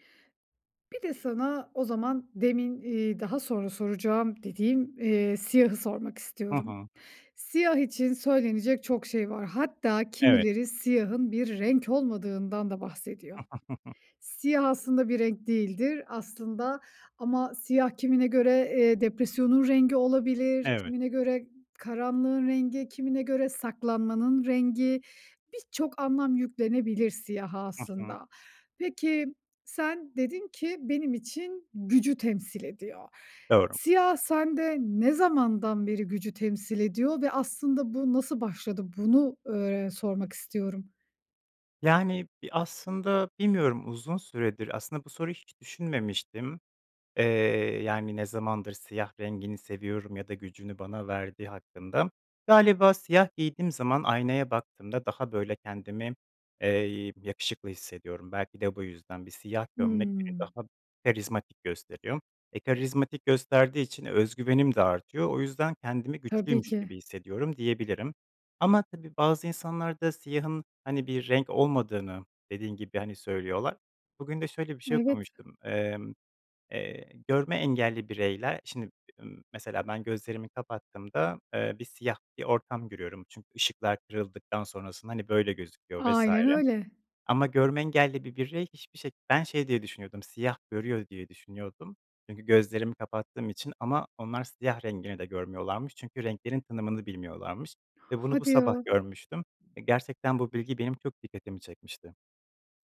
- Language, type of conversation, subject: Turkish, podcast, Renkler ruh halini nasıl etkiler?
- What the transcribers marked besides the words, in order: chuckle; tapping